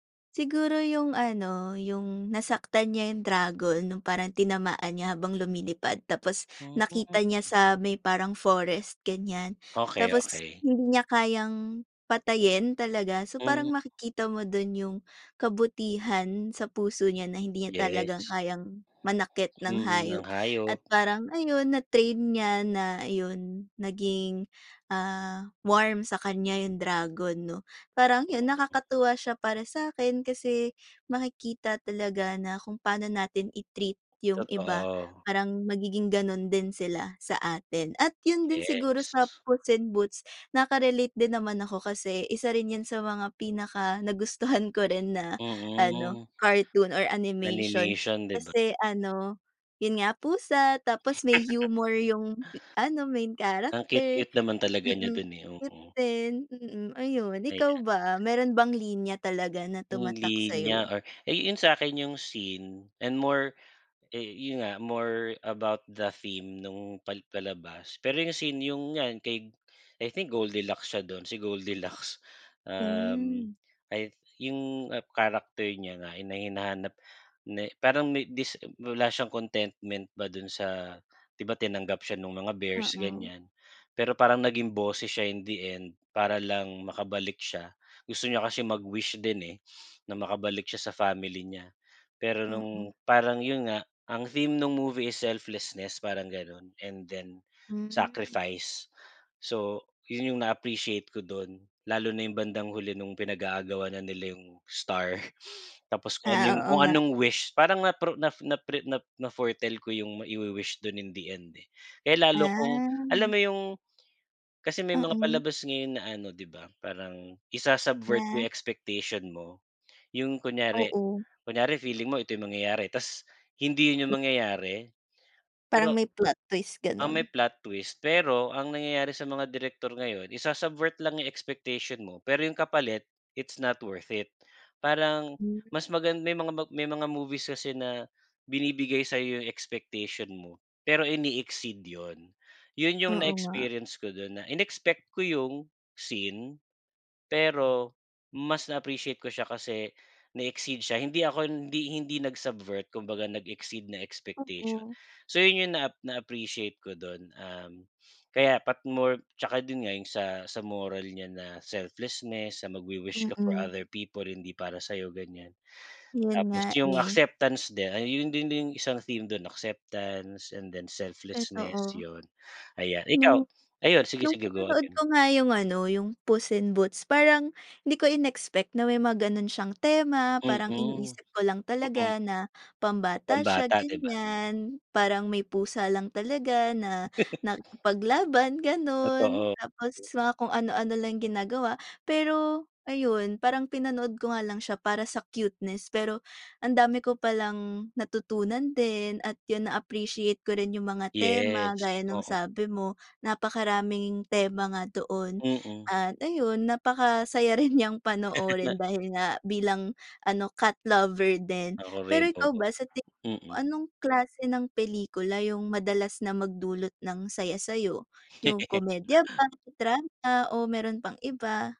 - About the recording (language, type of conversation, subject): Filipino, unstructured, Ano ang huling pelikulang talagang nagpasaya sa’yo?
- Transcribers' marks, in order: laugh; laugh; laughing while speaking: "rin niyang"; laugh; laugh